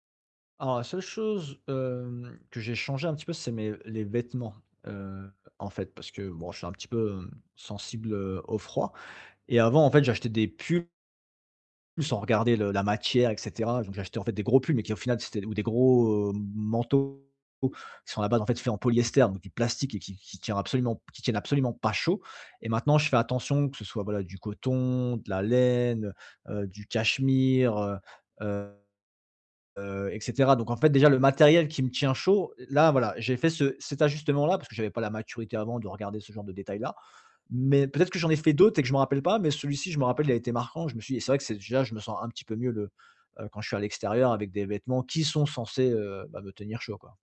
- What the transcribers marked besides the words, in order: distorted speech; drawn out: "gros"; stressed: "plastique"; stressed: "pas chaud"
- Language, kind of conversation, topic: French, advice, Comment puis-je m’adapter au climat et aux saisons ici ?